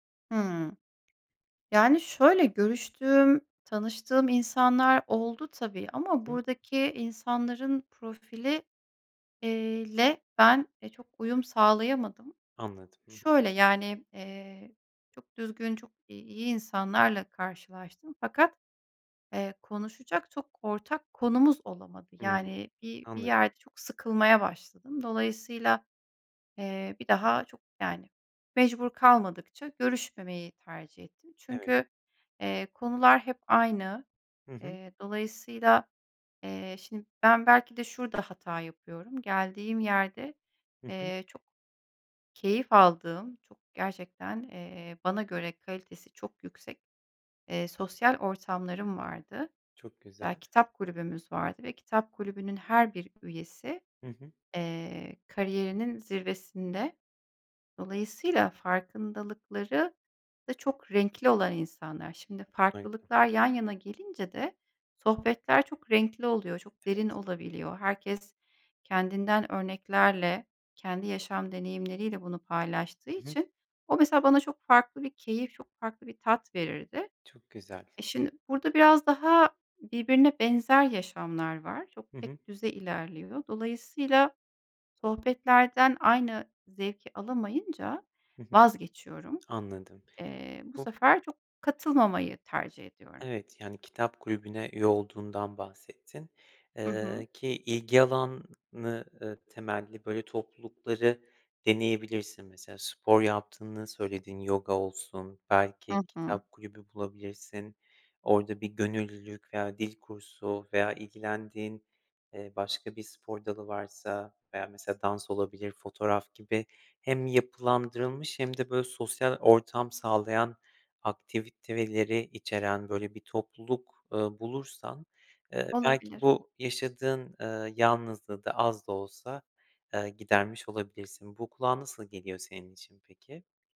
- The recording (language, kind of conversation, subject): Turkish, advice, Yeni bir şehre taşındığımda yalnızlıkla nasıl başa çıkıp sosyal çevre edinebilirim?
- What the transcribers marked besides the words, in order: tapping; other background noise; unintelligible speech; "aktiviteleri" said as "aktiviteveleri"